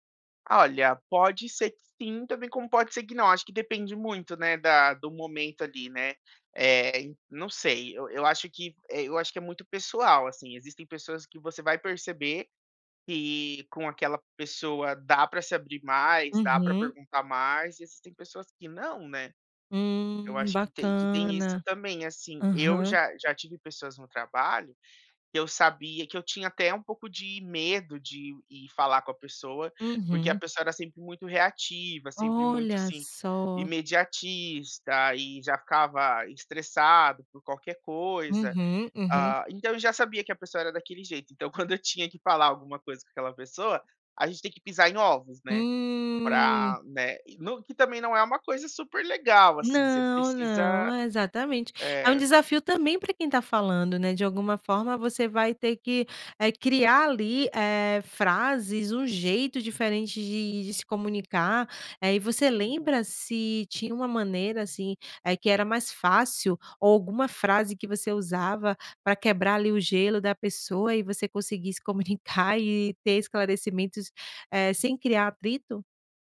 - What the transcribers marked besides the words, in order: other background noise
- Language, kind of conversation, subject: Portuguese, podcast, Como pedir esclarecimentos sem criar atrito?